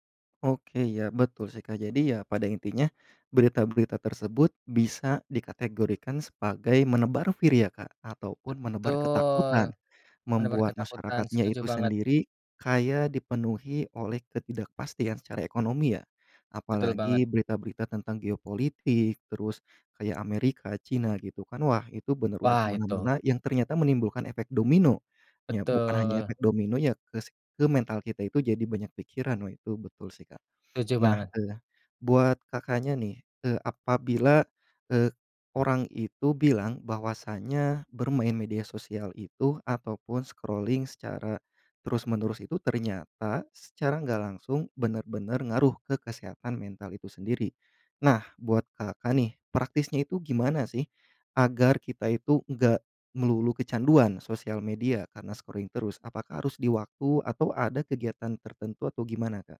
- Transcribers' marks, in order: in English: "fear"; in English: "scrolling"; in English: "scrolling"
- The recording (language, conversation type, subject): Indonesian, podcast, Gimana kamu menjaga kesehatan mental saat berita negatif menumpuk?